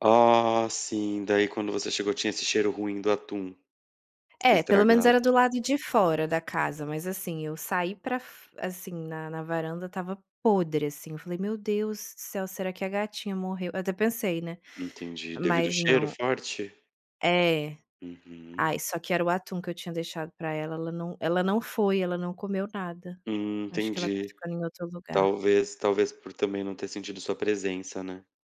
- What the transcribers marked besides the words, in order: tapping
- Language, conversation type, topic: Portuguese, advice, Como posso retomar o ritmo de trabalho após férias ou um intervalo longo?